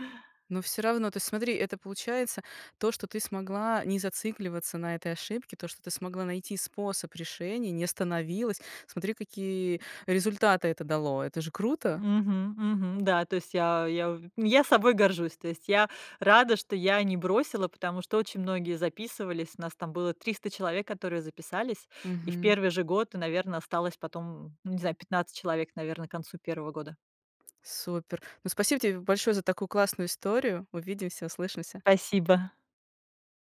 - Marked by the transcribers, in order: none
- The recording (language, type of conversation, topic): Russian, podcast, Как не зацикливаться на ошибках и двигаться дальше?